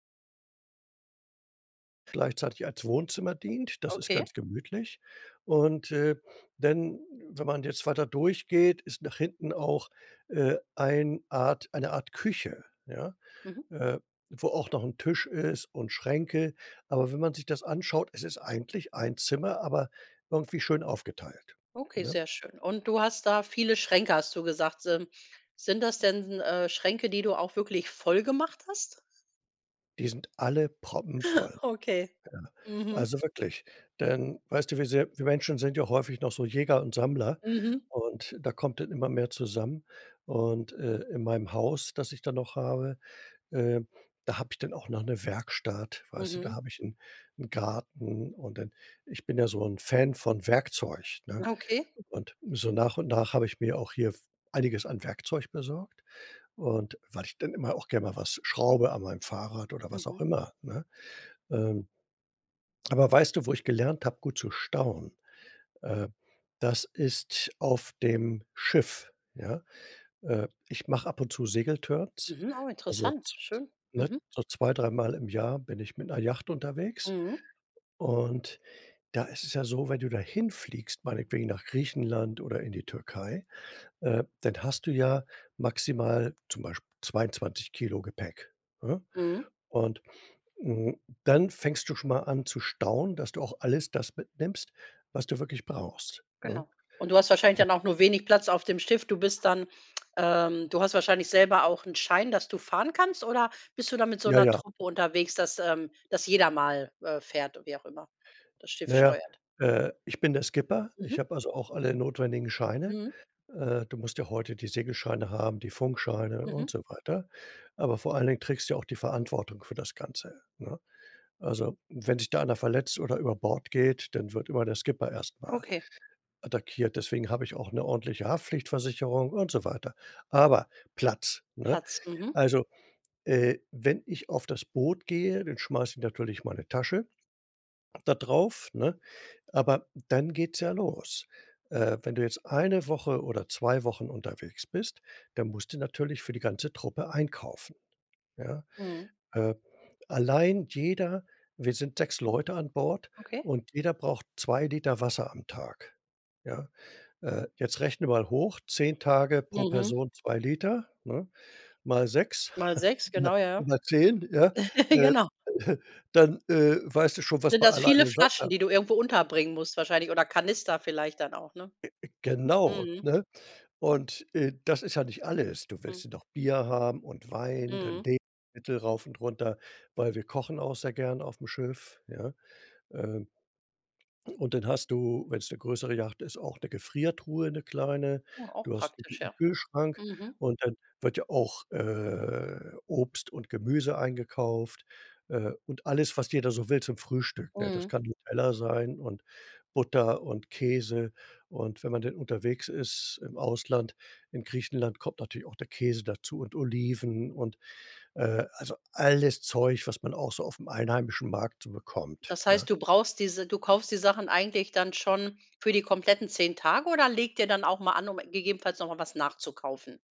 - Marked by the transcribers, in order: chuckle; other noise; chuckle
- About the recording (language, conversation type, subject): German, podcast, Wie schaffst du Platz in einer kleinen Wohnung?